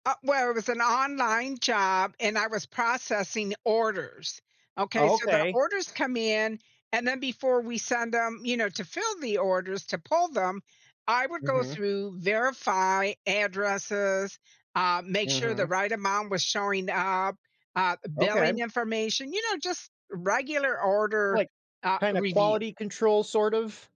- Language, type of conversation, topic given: English, advice, How can I update my resume and find temporary work?
- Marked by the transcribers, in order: none